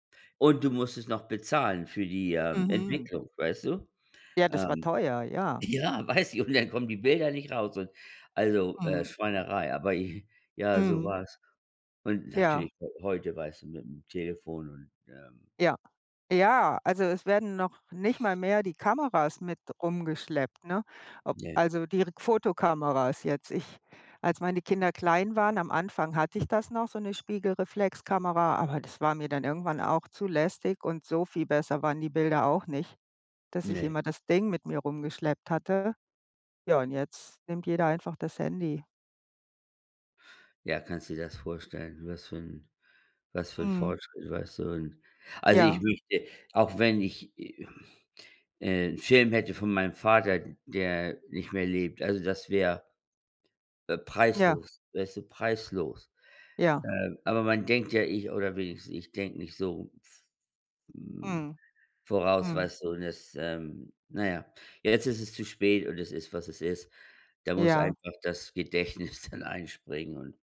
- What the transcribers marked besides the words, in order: other noise
- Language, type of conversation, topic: German, unstructured, Welche Rolle spielen Fotos in deinen Erinnerungen?